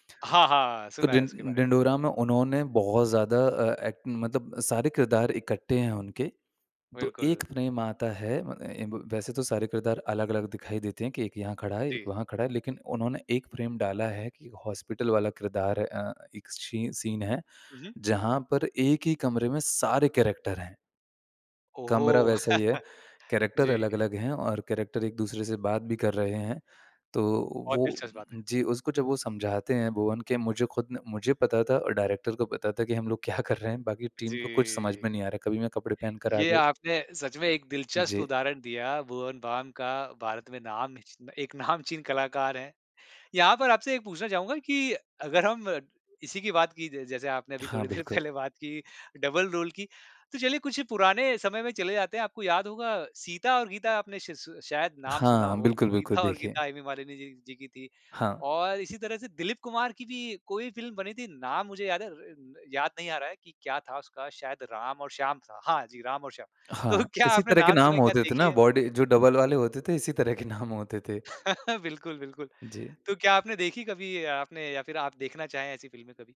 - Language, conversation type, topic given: Hindi, podcast, पुरानी और नई फिल्मों में आपको क्या फर्क महसूस होता है?
- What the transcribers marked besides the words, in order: in English: "फ्रेम"; in English: "फ्रेम"; in English: "सीन"; in English: "कैरेक्टर"; in English: "कैरेक्टर"; chuckle; in English: "कैरेक्टर"; in English: "डायरेक्टर"; laughing while speaking: "क्या"; in English: "टीम"; laughing while speaking: "नामचीन"; laughing while speaking: "देर पहले"; in English: "डबल रोल"; laughing while speaking: "तो क्या"; in English: "बॉडी"; in English: "डबल"; chuckle